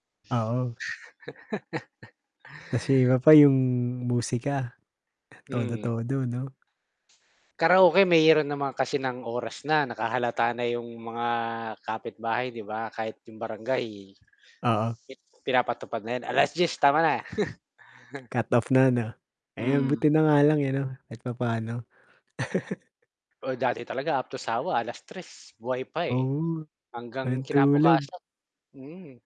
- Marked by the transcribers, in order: chuckle; other background noise; static; chuckle; chuckle; tapping
- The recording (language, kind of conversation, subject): Filipino, unstructured, Paano mo haharapin ang kapitbahay na palaging maingay?